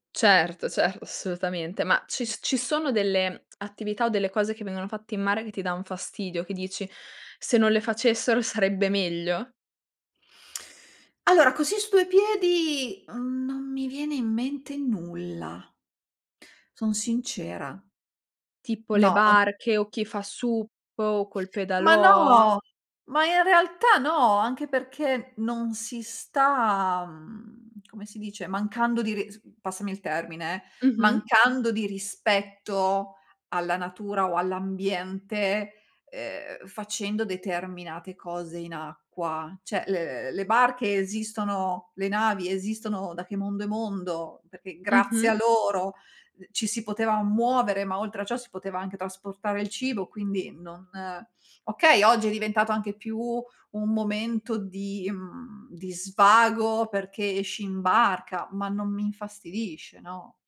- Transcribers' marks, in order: laughing while speaking: "cert"; "assolutamente" said as "ssolutamente"; "danno" said as "dan"; "Cioè" said as "ceh"
- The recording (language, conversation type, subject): Italian, podcast, Come descriveresti il tuo rapporto con il mare?